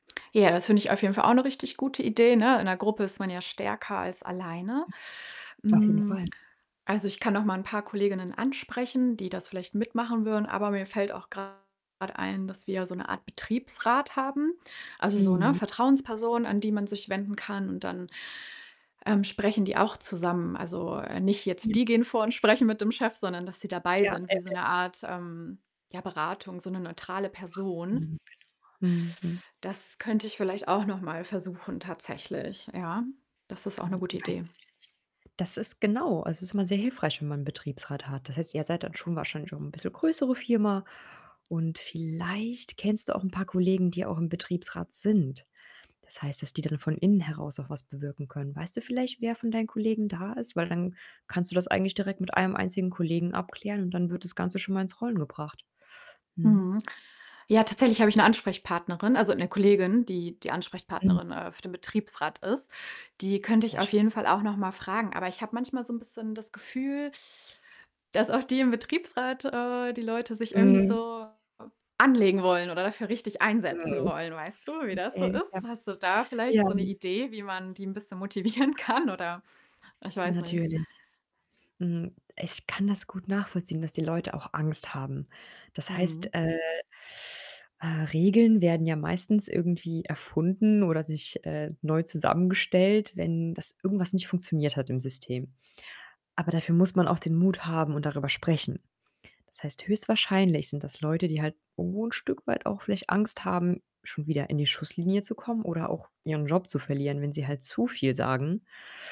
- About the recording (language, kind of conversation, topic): German, advice, Wie kann ich mit überwältigendem Arbeitsstress und innerer Unruhe umgehen?
- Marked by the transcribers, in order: static; tapping; other background noise; distorted speech; unintelligible speech; stressed: "sind"; teeth sucking; laughing while speaking: "motivieren kann"